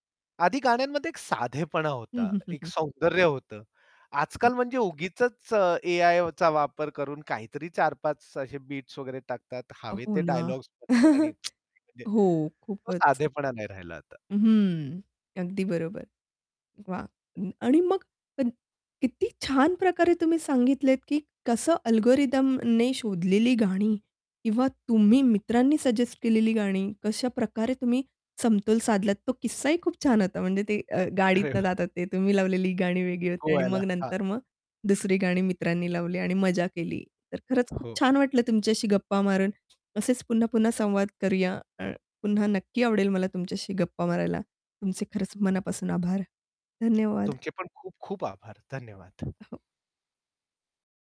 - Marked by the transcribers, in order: distorted speech; chuckle; tsk; unintelligible speech; in English: "अल्गोरिथमने"; unintelligible speech; other background noise; static
- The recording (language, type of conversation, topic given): Marathi, podcast, अल्गोरिदमने सुचवलेलं गाणं आणि मित्राने सुचवलेलं गाणं यांत तुम्हाला काय वेगळं वाटतं?